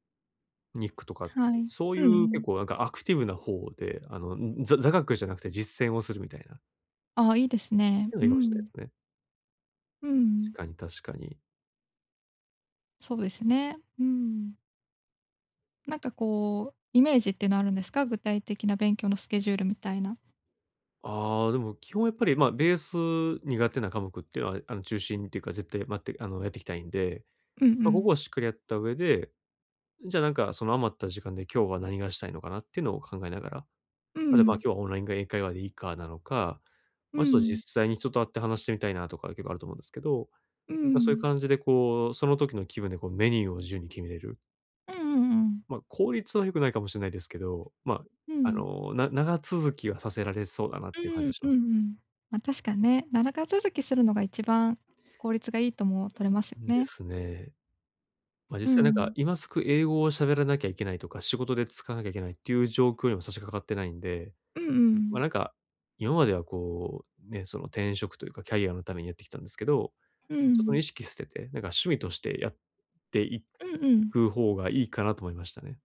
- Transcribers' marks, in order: none
- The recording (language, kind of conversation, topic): Japanese, advice, 気分に左右されずに習慣を続けるにはどうすればよいですか？